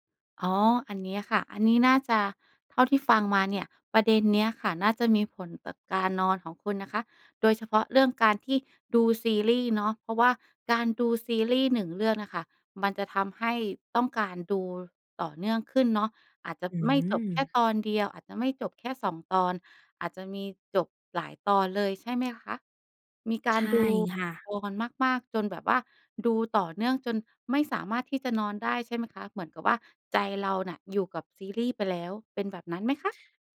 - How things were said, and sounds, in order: tapping; other background noise; unintelligible speech
- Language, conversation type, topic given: Thai, advice, ฉันควรทำอย่างไรดีเมื่อฉันนอนไม่เป็นเวลาและตื่นสายบ่อยจนส่งผลต่องาน?